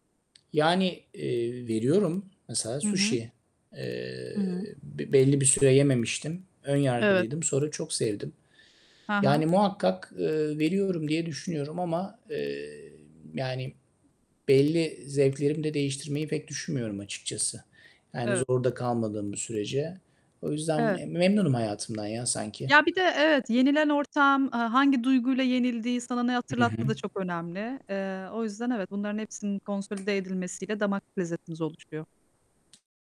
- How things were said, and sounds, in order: static; other background noise; distorted speech; tapping
- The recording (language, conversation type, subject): Turkish, unstructured, Geleneksel yemekler bir kültürü nasıl yansıtır?